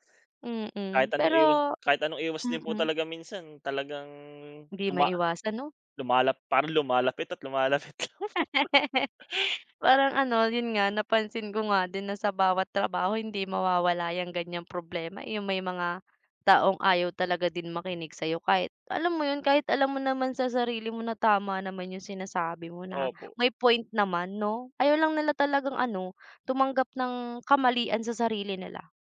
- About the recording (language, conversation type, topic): Filipino, unstructured, Paano ka humaharap sa mga taong may ibang opinyon tungkol sa iyo?
- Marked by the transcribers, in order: laugh